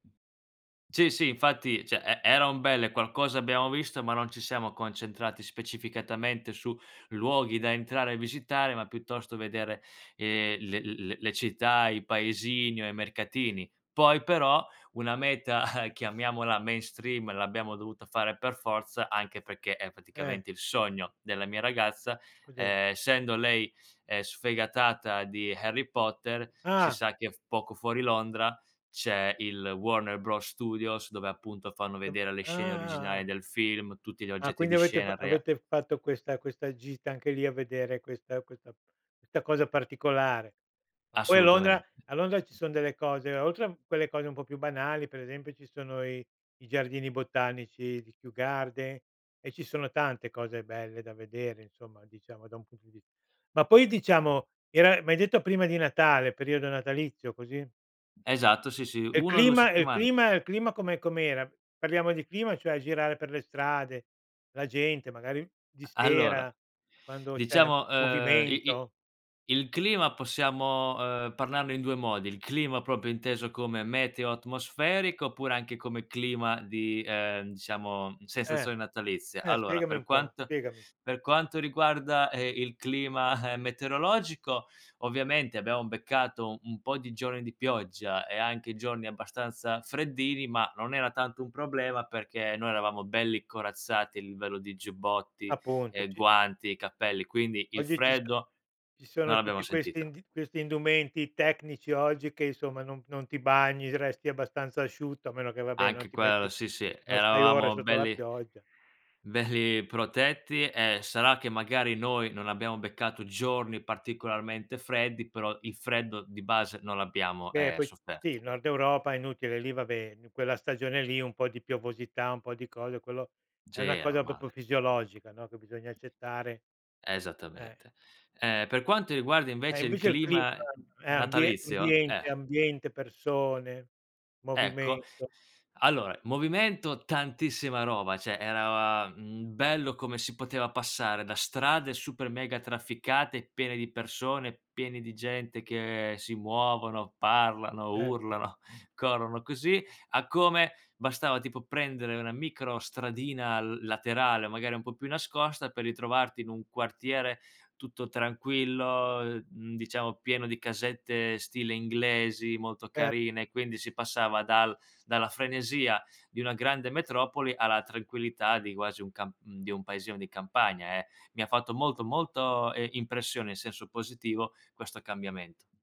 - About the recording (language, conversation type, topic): Italian, podcast, Raccontami di un viaggio che ti ha cambiato la vita?
- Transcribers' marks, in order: "cioè" said as "ceh"; chuckle; in English: "mainstream"; surprised: "Ah!"; unintelligible speech; "proprio" said as "propio"; exhale; other background noise; chuckle; "proprio" said as "popio"; "cioè" said as "ceh"; chuckle; "Certo" said as "erto"